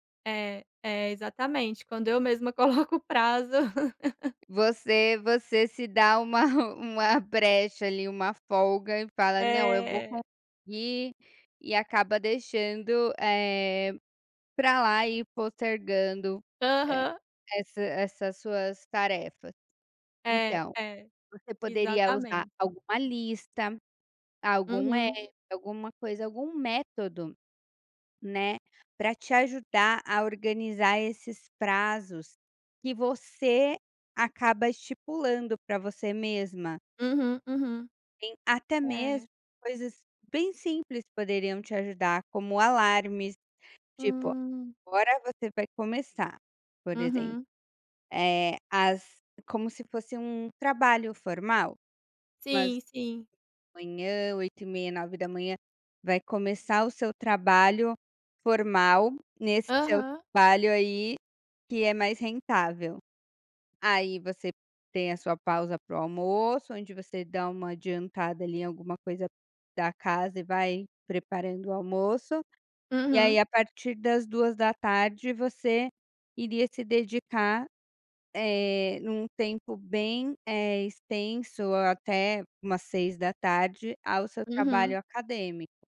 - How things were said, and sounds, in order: laughing while speaking: "coloco prazo"; laugh; laughing while speaking: "uma uma brecha"; drawn out: "É"; tapping
- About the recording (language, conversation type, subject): Portuguese, advice, Como posso priorizar melhor as minhas tarefas diárias?